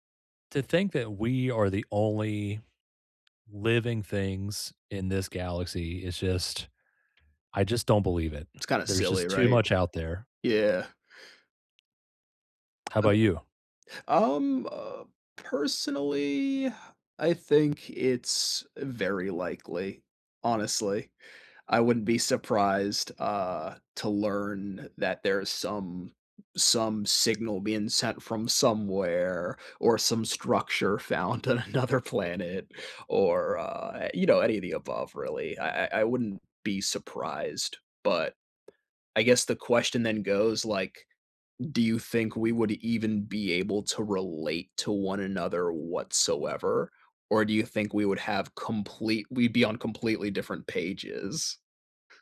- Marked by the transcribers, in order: other background noise; other noise; laughing while speaking: "on another"
- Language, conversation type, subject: English, unstructured, What do you find most interesting about space?
- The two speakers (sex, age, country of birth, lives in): male, 30-34, United States, United States; male, 30-34, United States, United States